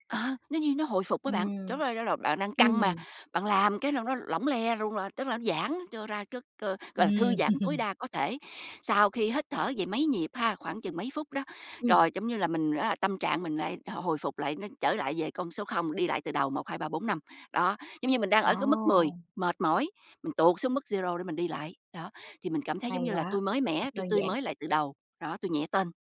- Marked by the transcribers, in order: chuckle; in English: "zero"
- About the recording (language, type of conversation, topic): Vietnamese, podcast, Bạn xử lý căng thẳng và kiệt sức như thế nào?